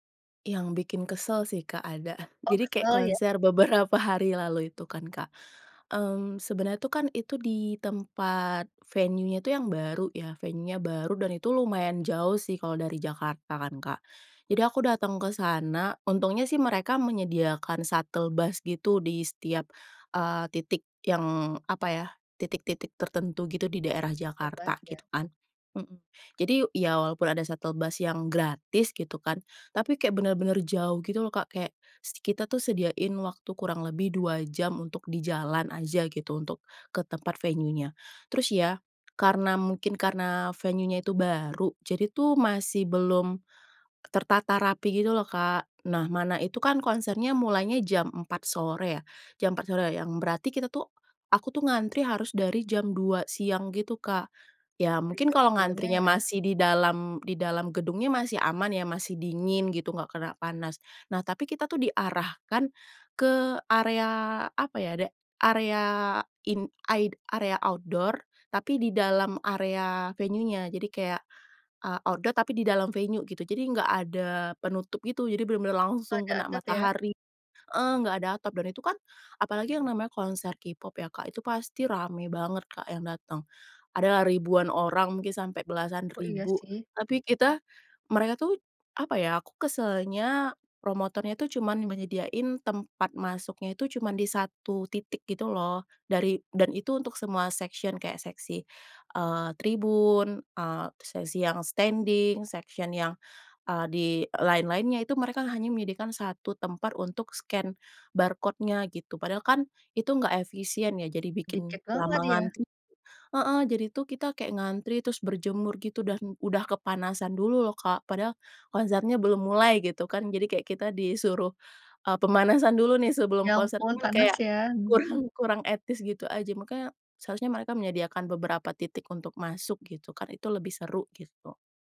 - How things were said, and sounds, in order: laughing while speaking: "ada"; tapping; laughing while speaking: "beberapa hari lalu"; in English: "venue-nya"; in English: "venue-nya"; in English: "shuttle"; in English: "shuttle"; in English: "venue-nya"; in English: "venue-nya"; in English: "outdoor"; in English: "venue-nya"; in English: "outdoor"; in English: "venue"; in English: "section"; in English: "standing, section"; in English: "scan barcode-nya"; laughing while speaking: "pemanasan dulu"; laughing while speaking: "kurang kurang"
- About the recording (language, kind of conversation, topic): Indonesian, podcast, Apa pengalaman menonton konser paling berkesan yang pernah kamu alami?